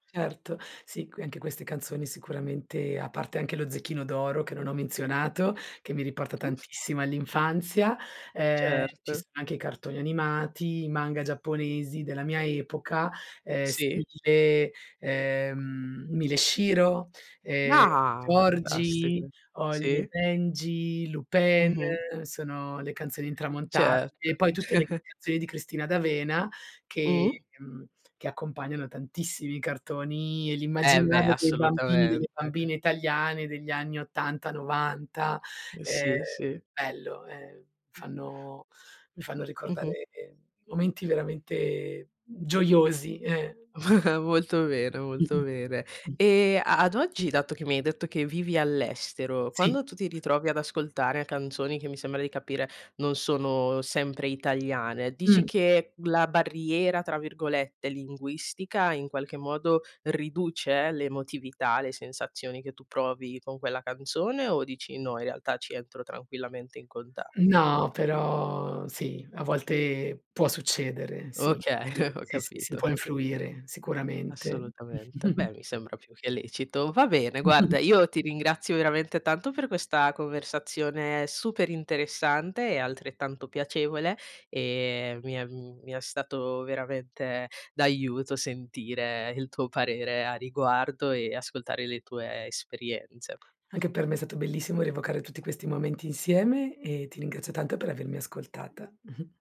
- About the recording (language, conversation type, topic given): Italian, podcast, Qual è la canzone che ti riporta subito all'infanzia?
- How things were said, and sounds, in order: other noise; tapping; chuckle; chuckle; other background noise; chuckle; chuckle; chuckle; chuckle